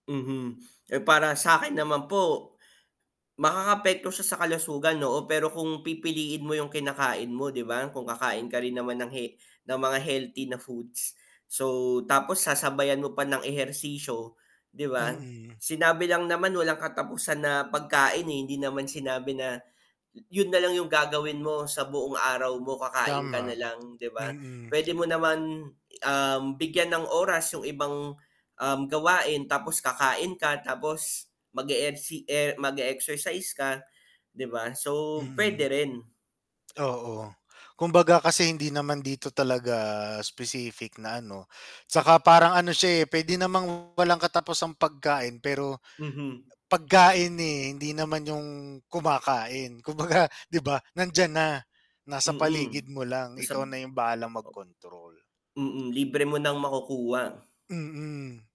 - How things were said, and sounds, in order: other background noise; static; tapping; tongue click; mechanical hum; distorted speech; chuckle
- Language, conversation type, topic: Filipino, unstructured, Alin ang mas pipiliin mo: walang katapusang bakasyon o walang katapusang pagkain?